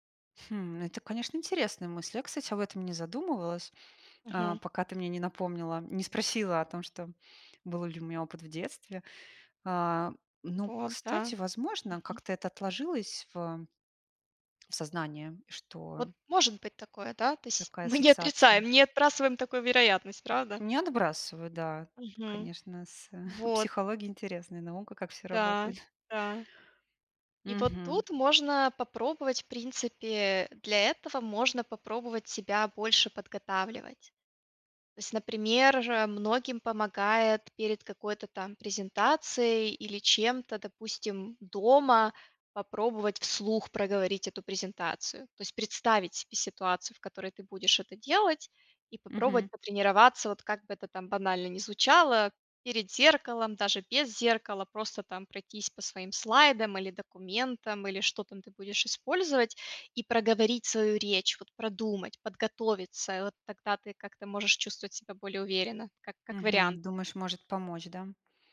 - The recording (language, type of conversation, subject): Russian, advice, Как преодолеть страх выступать перед аудиторией после неудачного опыта?
- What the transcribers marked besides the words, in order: laughing while speaking: "мы не отрицаем, не отбрасываем такую вероятность"; tapping; chuckle; chuckle